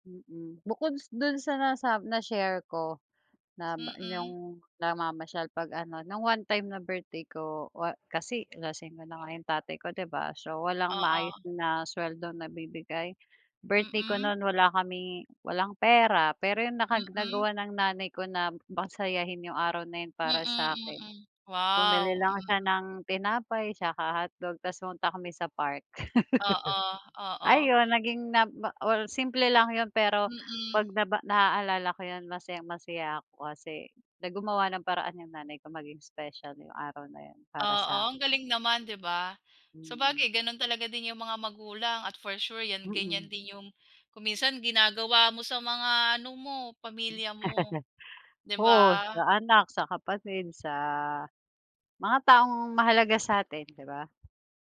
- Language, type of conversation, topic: Filipino, unstructured, Ano ang pinakamasayang karanasan mo kasama ang iyong mga magulang?
- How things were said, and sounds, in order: laugh; tapping; chuckle